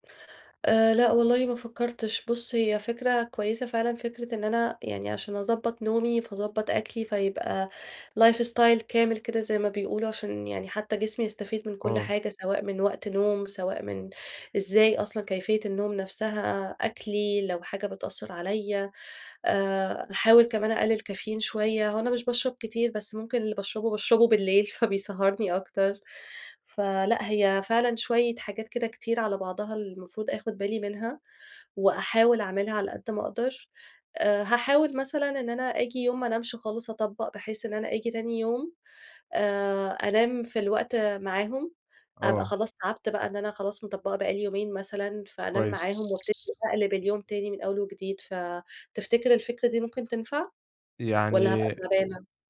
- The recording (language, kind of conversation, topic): Arabic, advice, إزاي أعمل روتين بليل ثابت ومريح يساعدني أنام بسهولة؟
- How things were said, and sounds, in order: in English: "life style"; unintelligible speech